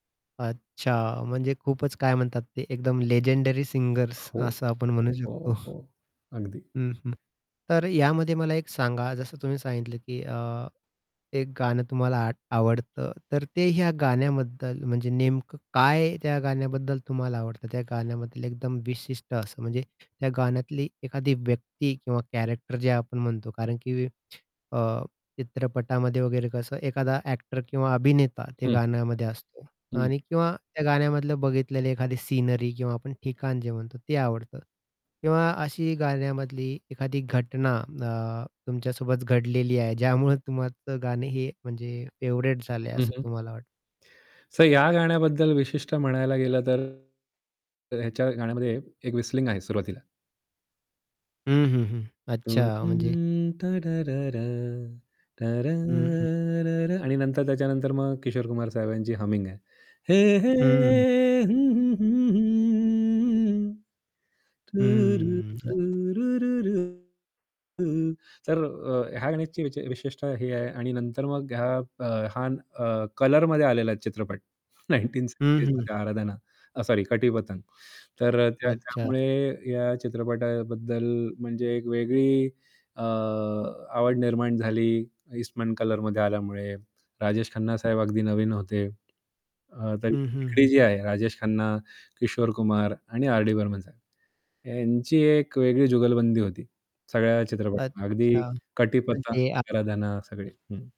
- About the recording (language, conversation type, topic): Marathi, podcast, कोणते जुने गाणे ऐकल्यावर तुम्हाला लगेच कोणती आठवण येते?
- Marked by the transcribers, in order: static; in English: "लेजेंडरी"; tapping; in English: "कॅरेक्टर"; in English: "फेव्हरेट"; distorted speech; in English: "व्हिसलिंग"; humming a tune; in English: "हमिंग"; singing: "हे हे हं, हं, हं, हं. तूरु, रु, रु, रु, रु"; other background noise